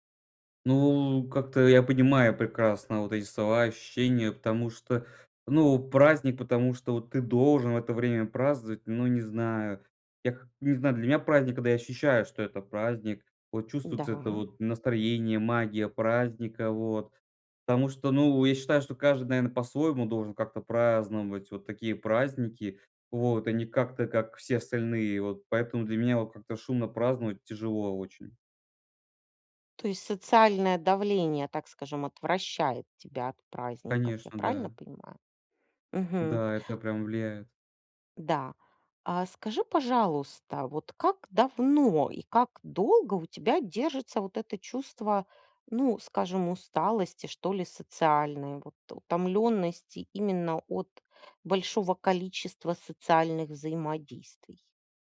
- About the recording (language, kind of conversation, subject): Russian, advice, Как наслаждаться праздниками, если ощущается социальная усталость?
- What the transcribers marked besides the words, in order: none